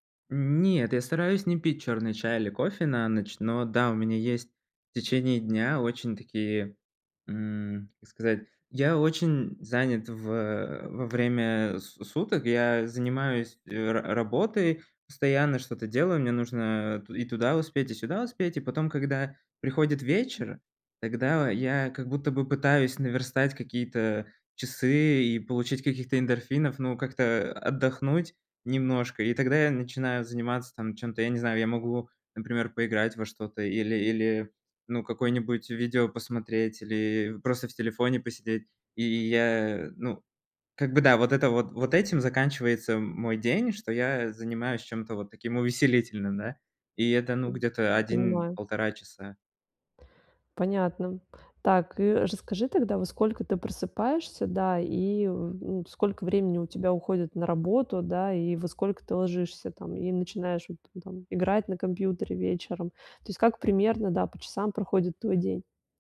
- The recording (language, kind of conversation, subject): Russian, advice, Как мне просыпаться бодрее и побороть утреннюю вялость?
- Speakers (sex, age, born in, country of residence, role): female, 40-44, Russia, Italy, advisor; male, 30-34, Latvia, Poland, user
- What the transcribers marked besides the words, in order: tapping; other noise